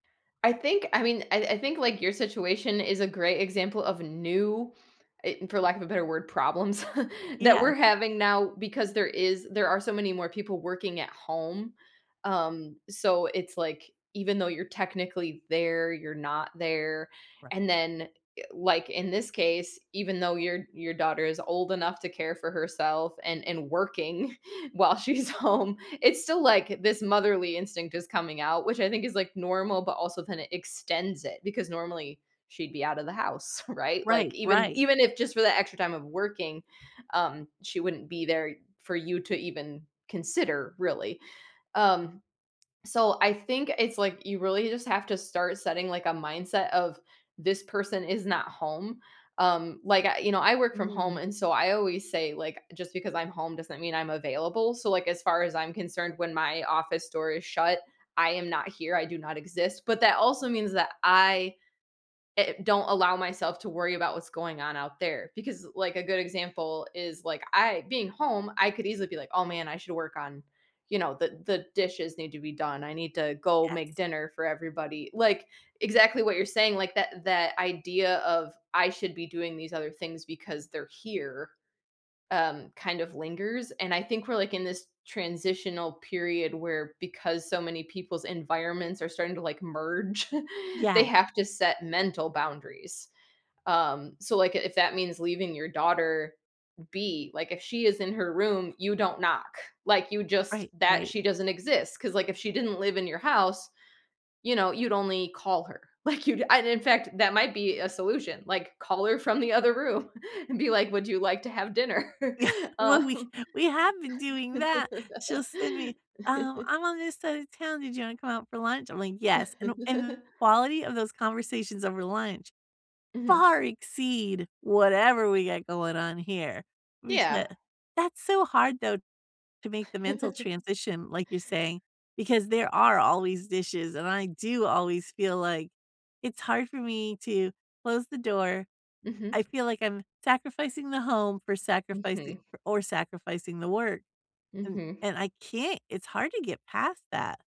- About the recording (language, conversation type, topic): English, unstructured, How do you handle differences in how much alone time each person wants?
- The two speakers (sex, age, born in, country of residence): female, 40-44, United States, United States; female, 50-54, United States, United States
- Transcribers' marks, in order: chuckle; other background noise; laughing while speaking: "while she's home"; chuckle; chuckle; laughing while speaking: "Like, you'd"; chuckle; laughing while speaking: "room"; laughing while speaking: "dinner?"; laugh; chuckle; stressed: "far"; chuckle